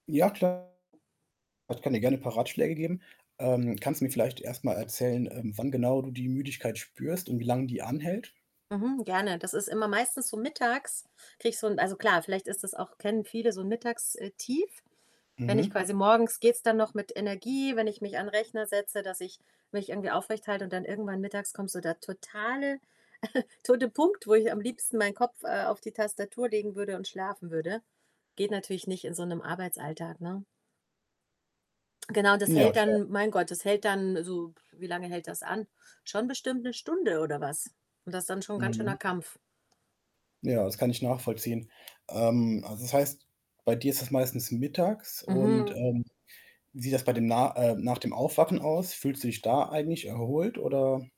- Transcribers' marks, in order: static; distorted speech; unintelligible speech; other background noise; chuckle; lip trill
- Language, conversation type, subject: German, advice, Warum bin ich trotz ausreichendem Nachtschlaf anhaltend müde?